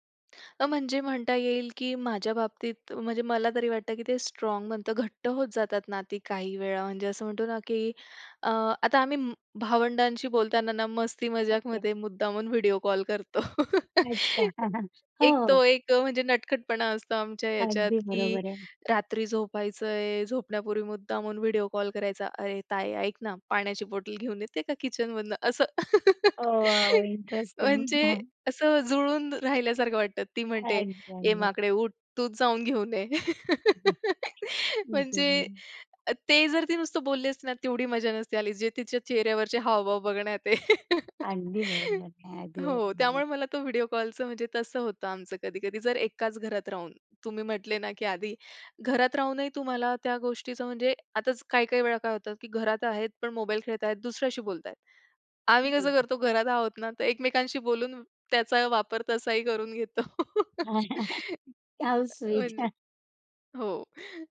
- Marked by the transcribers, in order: tapping; other noise; background speech; chuckle; laughing while speaking: "करतो"; in English: "ओ वॉव इंटरेस्टिंग"; laughing while speaking: "असं"; chuckle; chuckle; unintelligible speech; laughing while speaking: "बघण्यात आहे"; chuckle; unintelligible speech; chuckle; laughing while speaking: "हाऊ स्वीट हं"; laughing while speaking: "तसाही करून घेतो. म्हणजे हो"; chuckle
- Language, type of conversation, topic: Marathi, podcast, घरातल्या लोकांशी फक्त ऑनलाइन संवाद ठेवल्यावर नात्यात बदल होतो का?